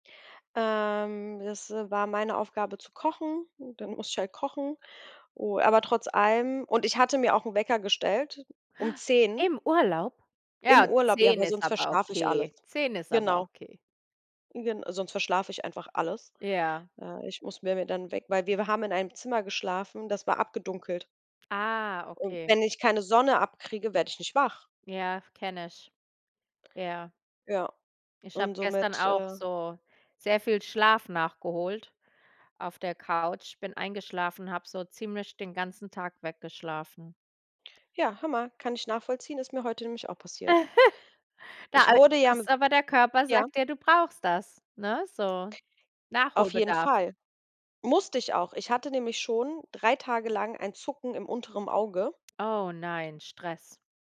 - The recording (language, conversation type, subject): German, unstructured, Wann fühlst du dich mit dir selbst am glücklichsten?
- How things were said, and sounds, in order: drawn out: "Ähm"; inhale; drawn out: "Ah"; chuckle; other background noise